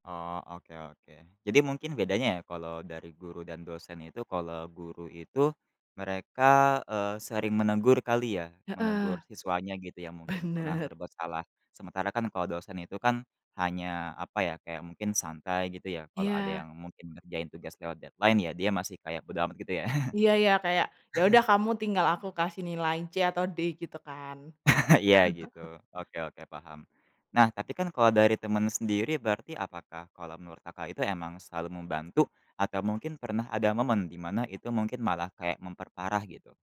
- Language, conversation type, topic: Indonesian, podcast, Apa yang bisa dilakukan untuk mengurangi stres pada pelajar?
- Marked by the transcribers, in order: laughing while speaking: "Benar"; in English: "deadline"; chuckle; laugh; chuckle